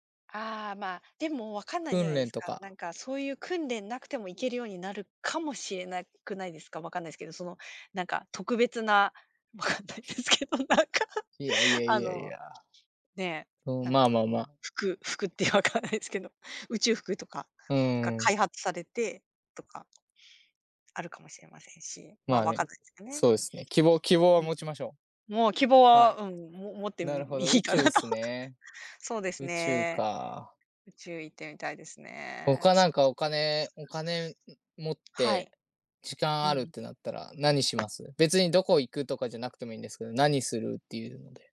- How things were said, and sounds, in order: stressed: "かも"; laughing while speaking: "わかんないですけど、なんか"; tapping; chuckle; laughing while speaking: "分かんないですけど"; other background noise; chuckle; unintelligible speech
- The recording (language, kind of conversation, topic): Japanese, unstructured, 10年後の自分はどんな人になっていると思いますか？